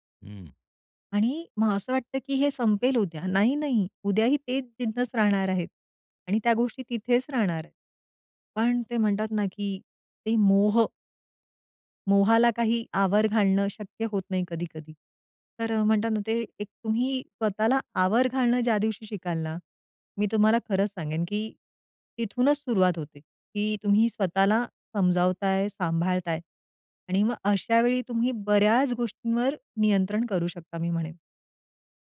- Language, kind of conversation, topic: Marathi, podcast, तात्काळ समाधान आणि दीर्घकालीन वाढ यांचा तोल कसा सांभाळतोस?
- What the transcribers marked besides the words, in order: none